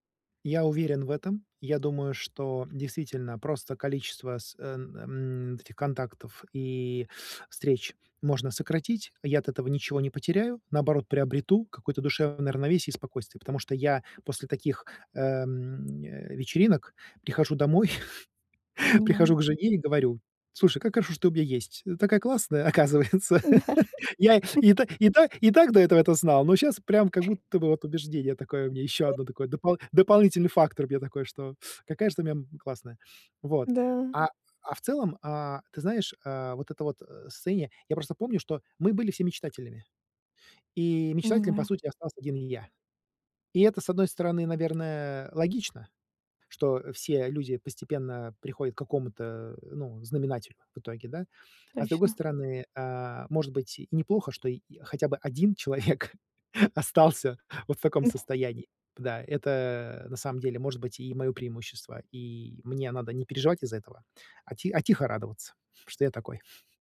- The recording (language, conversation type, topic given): Russian, advice, Как мне найти смысл жизни после расставания и утраты прежних планов?
- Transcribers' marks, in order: chuckle; laughing while speaking: "оказывается"; laugh; chuckle; other noise; tapping; laughing while speaking: "человек"; chuckle